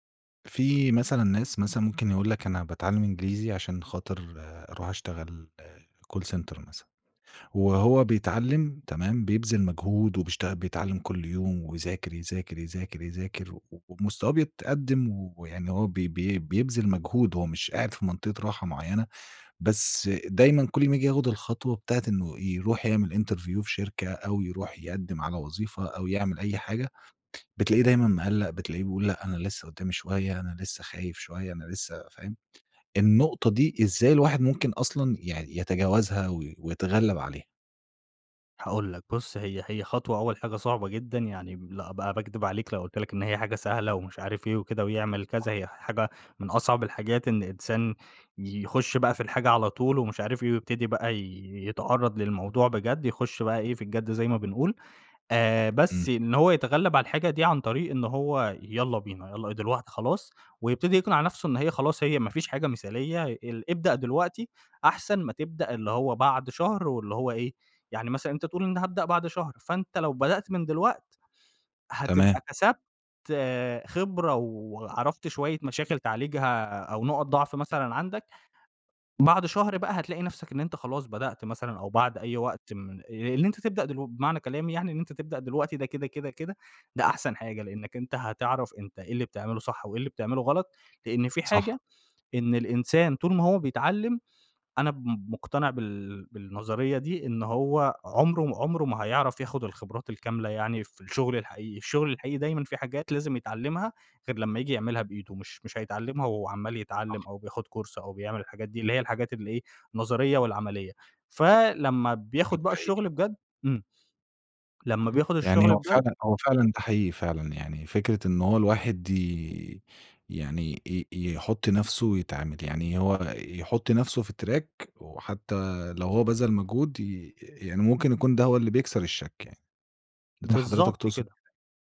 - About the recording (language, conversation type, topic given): Arabic, podcast, إزاي تتعامل مع المثالية الزيادة اللي بتعطّل الفلو؟
- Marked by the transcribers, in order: in English: "call center"; in English: "interview"; other background noise; in English: "course"; in English: "track"